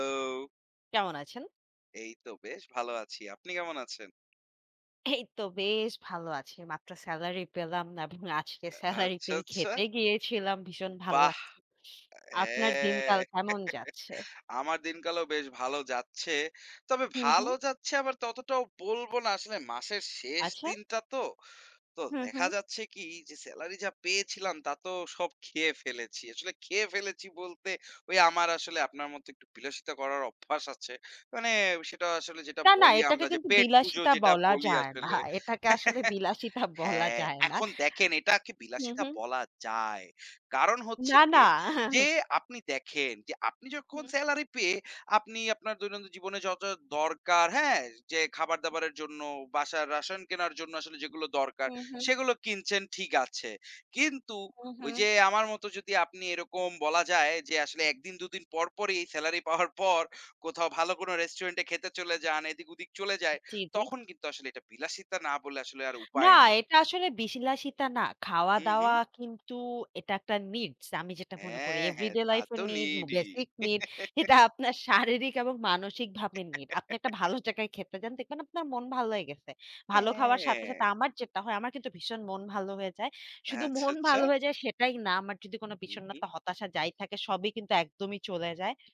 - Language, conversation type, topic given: Bengali, unstructured, টাকা নিয়ে আপনার সবচেয়ে আনন্দের মুহূর্ত কোনটি?
- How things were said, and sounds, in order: "হ্যালো" said as "লো"; tapping; laughing while speaking: "এই তো"; laughing while speaking: "এবং আজকে সেলারি পেয়েই"; other noise; other background noise; chuckle; chuckle; laughing while speaking: "যায় না"; laughing while speaking: "বিলাসিতা বলা যায় না"; chuckle; laughing while speaking: "পর"; "বিলাসিতা" said as "বিশিলাসিতা"; laughing while speaking: "এটা আপনার শারীরিক এবং মানসিক ভাবে নিড"; chuckle; chuckle